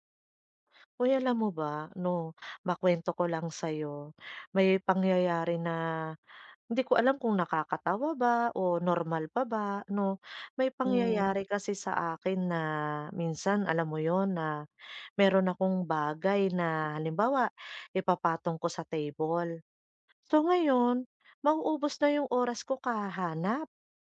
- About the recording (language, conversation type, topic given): Filipino, advice, Paano ko maaayos ang aking lugar ng trabaho kapag madalas nawawala ang mga kagamitan at kulang ang oras?
- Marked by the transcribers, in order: other background noise; tapping